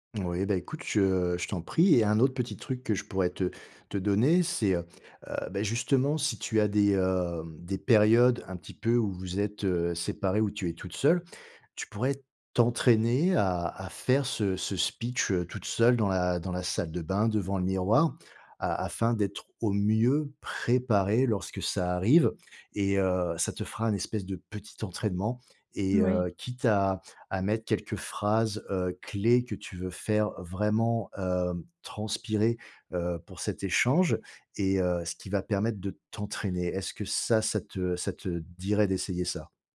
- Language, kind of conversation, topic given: French, advice, Dire ses besoins sans honte
- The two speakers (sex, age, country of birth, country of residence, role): female, 45-49, France, France, user; male, 50-54, France, France, advisor
- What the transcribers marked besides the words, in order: stressed: "t'entraîner"; stressed: "au mieux"